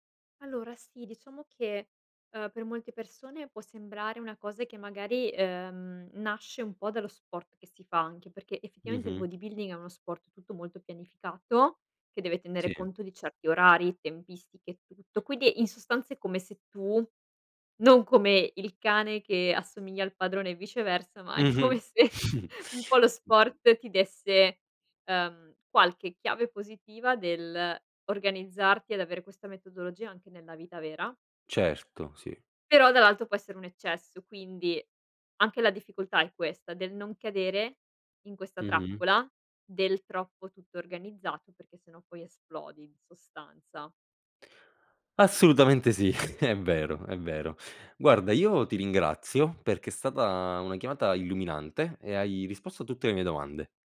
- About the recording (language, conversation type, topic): Italian, podcast, Come pianifichi la tua settimana in anticipo?
- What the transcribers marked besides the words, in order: laughing while speaking: "come se"; chuckle; background speech; chuckle